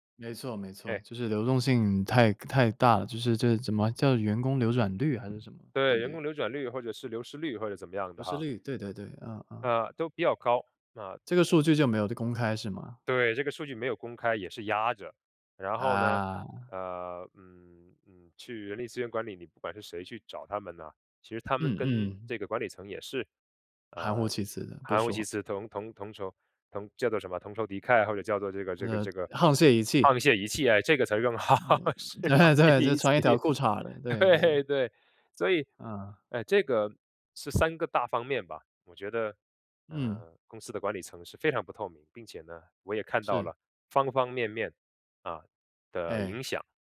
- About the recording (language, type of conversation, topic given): Chinese, podcast, 你如何看待管理层不透明会带来哪些影响？
- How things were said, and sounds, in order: laughing while speaking: "对啊 对"; laughing while speaking: "用得好，是，沆瀣一气，对 对"